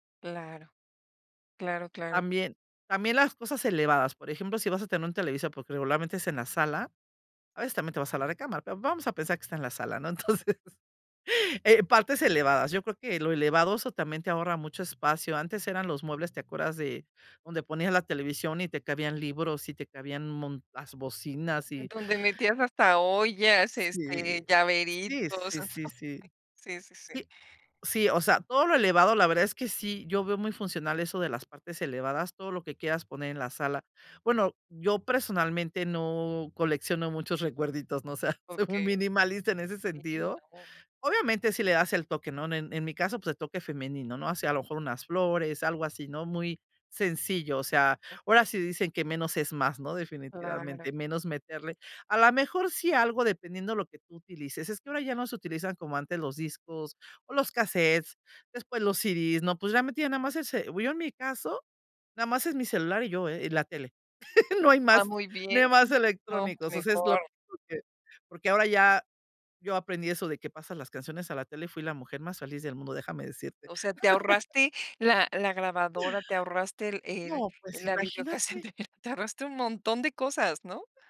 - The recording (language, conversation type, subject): Spanish, podcast, ¿Qué consejos darías para amueblar un espacio pequeño?
- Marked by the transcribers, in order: other background noise; chuckle; chuckle; laugh; laugh; laugh; chuckle